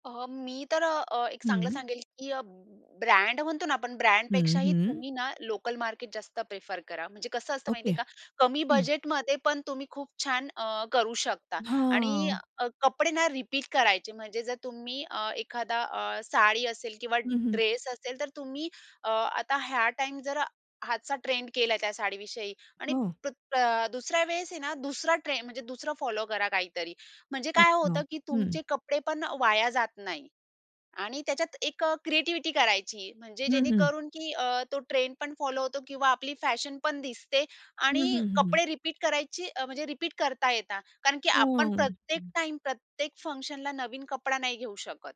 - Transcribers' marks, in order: in English: "प्रिफर"; drawn out: "हां"; in English: "रिपीट"; other background noise; in English: "क्रिएटिव्हिटी"; in English: "रिपीट"; in English: "रिपीट"; in English: "फंक्शनला"
- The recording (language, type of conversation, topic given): Marathi, podcast, फॅशनमध्ये स्वतःशी प्रामाणिक राहण्यासाठी तुम्ही कोणती पद्धत वापरता?